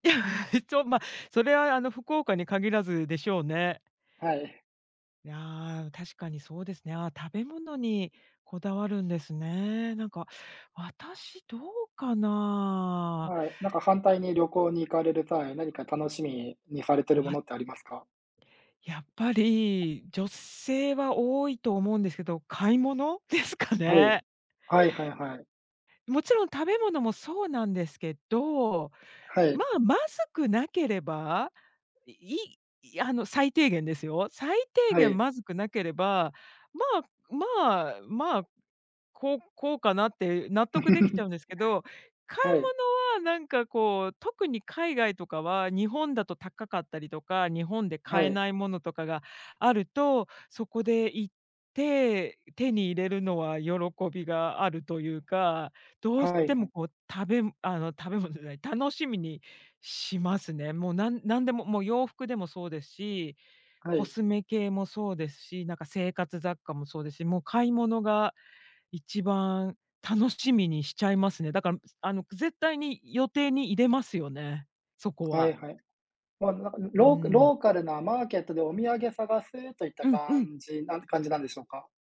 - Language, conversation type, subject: Japanese, unstructured, 旅行に行くとき、何を一番楽しみにしていますか？
- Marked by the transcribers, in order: chuckle; other noise; chuckle